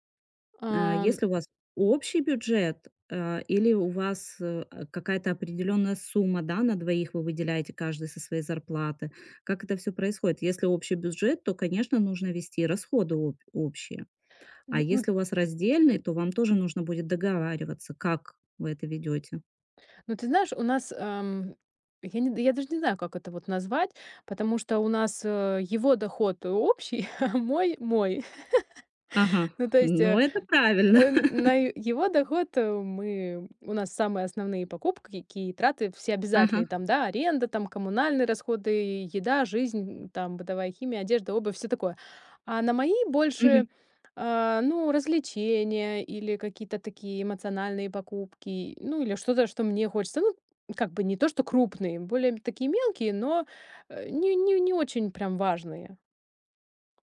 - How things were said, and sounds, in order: tapping; other background noise; chuckle; laugh
- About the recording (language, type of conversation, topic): Russian, advice, Как начать вести учёт расходов, чтобы понять, куда уходят деньги?